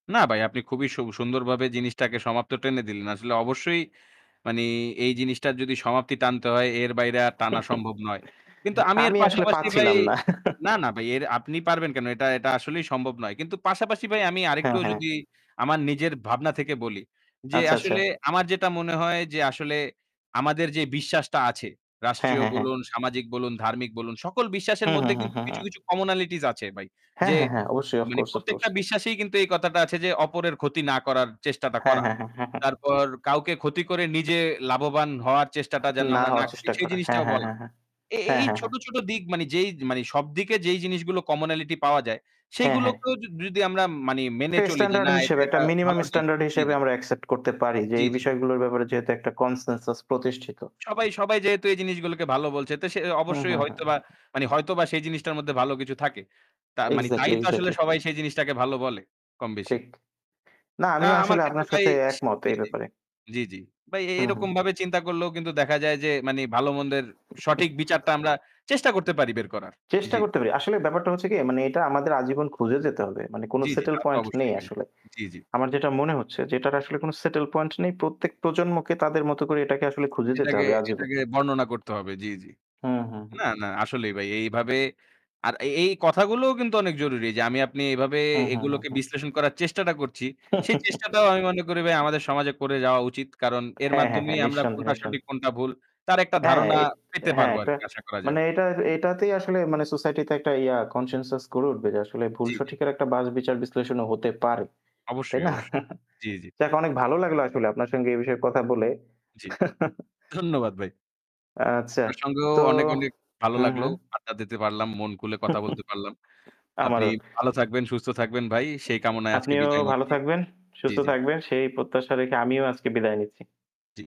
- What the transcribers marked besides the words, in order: static; "ভাই" said as "বাই"; "মানে" said as "মানি"; laughing while speaking: "আমি আসলে পাচ্ছিলাম না"; "ভাই" said as "বাই"; tapping; breath; in English: "কমনালিটিস"; other noise; in English: "কনসেনসাস"; "মানে" said as "মানি"; "ভাই" said as "বাই"; "মানে" said as "মানি"; chuckle; in English: "সেটেল পয়েন্ট"; breath; in English: "সেটেল পয়েন্ট"; chuckle; in English: "কনসেনসাস"; chuckle; chuckle; distorted speech; chuckle; other background noise
- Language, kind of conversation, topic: Bengali, unstructured, তোমার মতে সঠিক আর ভুলের মধ্যে পার্থক্য কীভাবে বোঝা যায়?
- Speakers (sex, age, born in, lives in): male, 25-29, Bangladesh, Bangladesh; male, 25-29, Bangladesh, Bangladesh